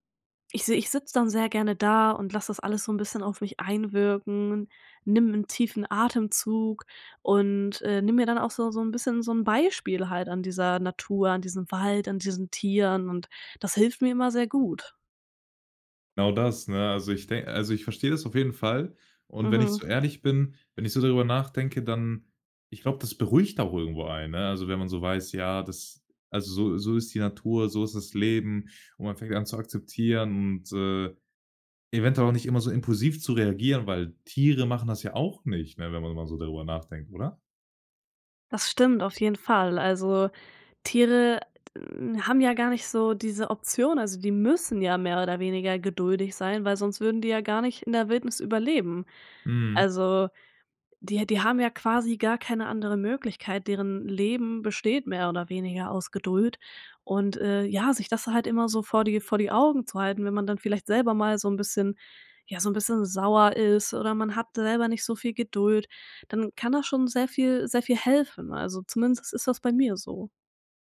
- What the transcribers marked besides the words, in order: other background noise; other noise; stressed: "müssen"; stressed: "überleben"
- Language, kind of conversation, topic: German, podcast, Erzähl mal, was hat dir die Natur über Geduld beigebracht?